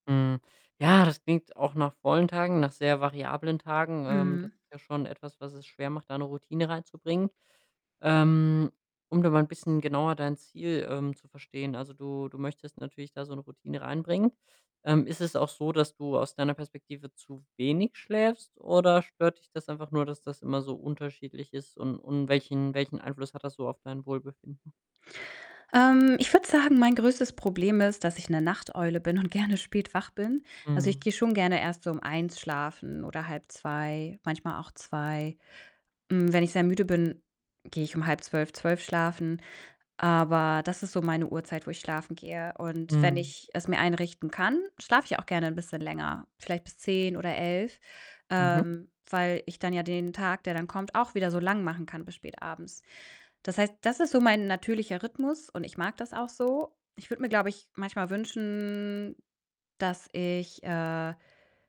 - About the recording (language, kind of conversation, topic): German, advice, Wie kann ich eine Abendroutine entwickeln, damit ich vor dem Schlafengehen leichter abschalten kann?
- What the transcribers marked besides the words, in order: distorted speech; other background noise; stressed: "wenig"; drawn out: "wünschen"